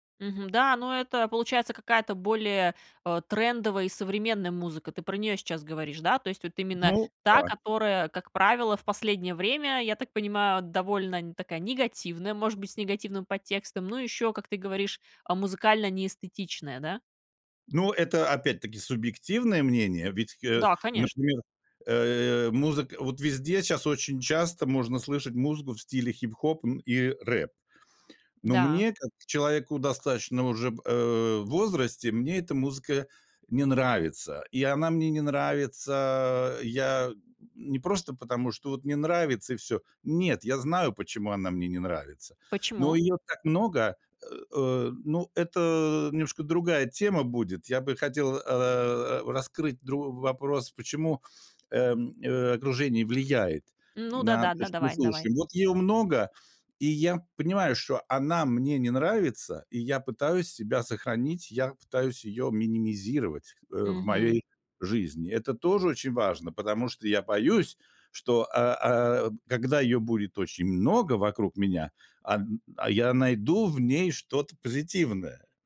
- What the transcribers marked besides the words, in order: none
- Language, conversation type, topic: Russian, podcast, Как окружение влияет на то, что ты слушаешь?